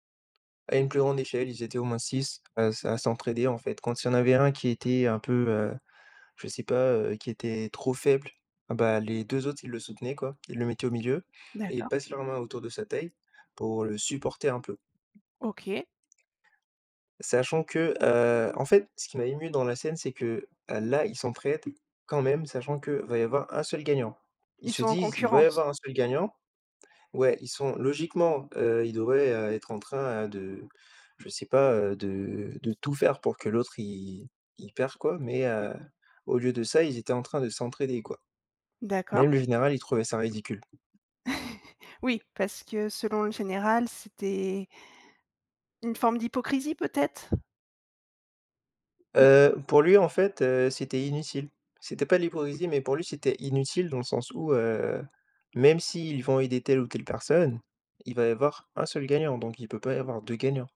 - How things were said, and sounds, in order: tapping; other background noise; chuckle
- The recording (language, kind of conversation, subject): French, podcast, Peux-tu me parler d’un film qui t’a marqué récemment ?